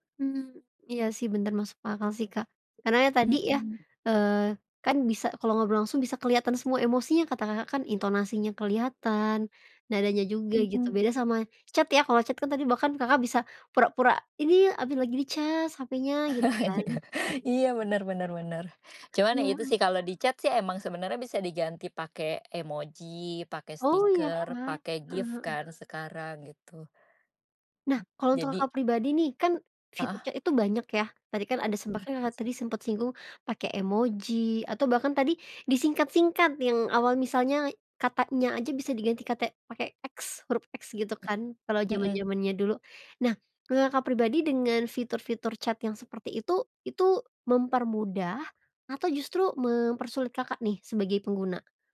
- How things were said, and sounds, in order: tapping; other background noise; in English: "chat"; in English: "chat"; chuckle; in English: "chat"; background speech; in English: "chat"; "kalau" said as "ngula"; in English: "chat"
- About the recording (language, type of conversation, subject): Indonesian, podcast, Menurutmu, apa perbedaan antara berbicara langsung dan mengobrol lewat pesan singkat?